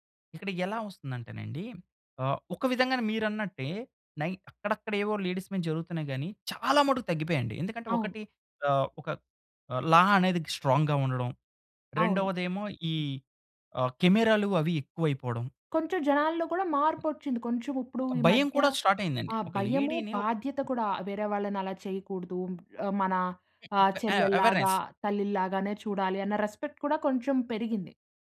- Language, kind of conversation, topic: Telugu, podcast, మీ ఇంట్లో ఇంటిపనులు ఎలా పంచుకుంటారు?
- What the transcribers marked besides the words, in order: in English: "లేడీస్"; stressed: "చాలా"; in English: "లా"; in English: "స్ట్రాంగ్‌గా"; other background noise; in English: "స్టార్ట్"; other noise; in English: "అవేర్నెస్"; in English: "రెస్పెక్ట్"